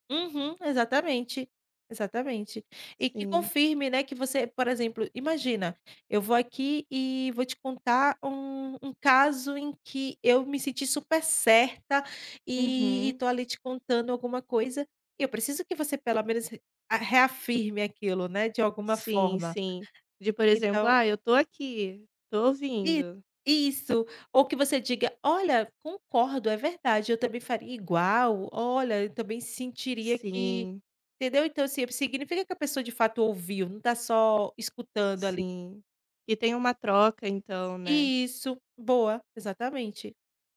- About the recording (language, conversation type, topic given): Portuguese, podcast, O que torna alguém um bom ouvinte?
- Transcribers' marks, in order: tapping; other background noise